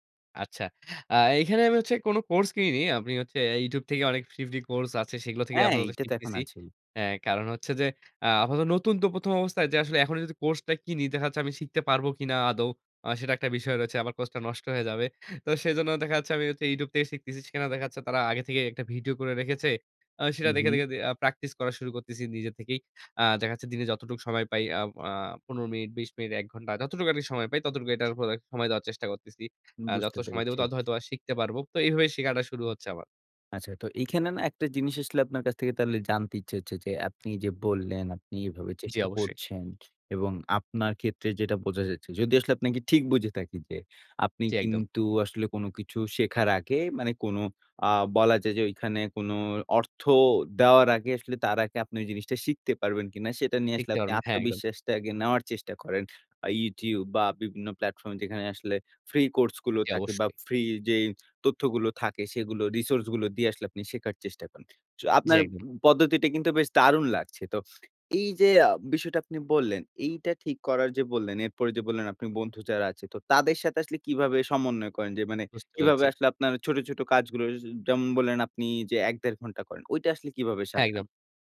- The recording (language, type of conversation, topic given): Bengali, podcast, নতুন কিছু শেখা শুরু করার ধাপগুলো কীভাবে ঠিক করেন?
- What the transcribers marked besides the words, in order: horn; tapping